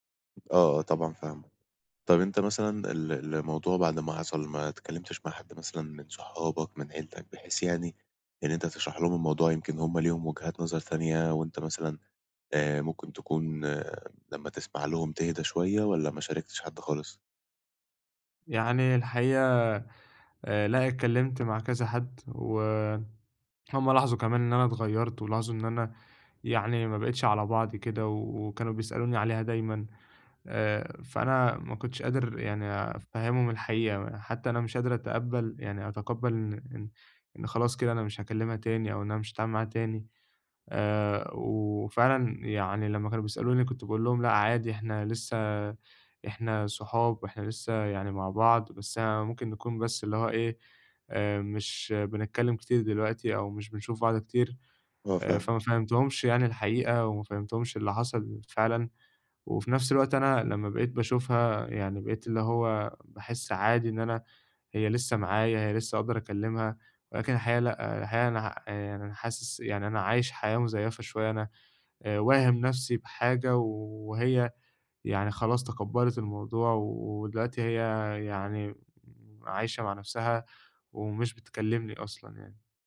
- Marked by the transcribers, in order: tapping
- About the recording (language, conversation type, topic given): Arabic, advice, إزاي أتعلم أتقبل نهاية العلاقة وأظبط توقعاتي للمستقبل؟